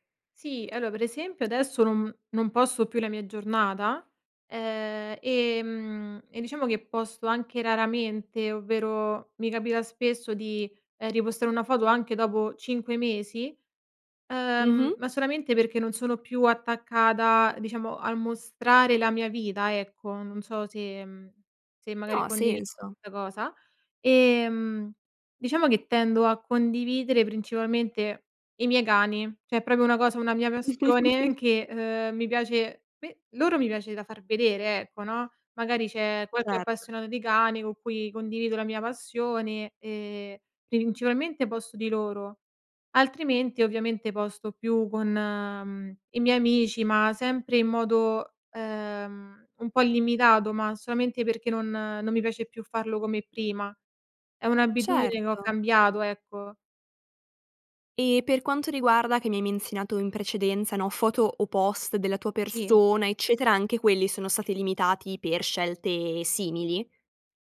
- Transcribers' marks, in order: "Allora" said as "alloa"; in English: "repostare"; "Cioè" said as "ceh"; chuckle
- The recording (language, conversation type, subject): Italian, podcast, Cosa condividi e cosa non condividi sui social?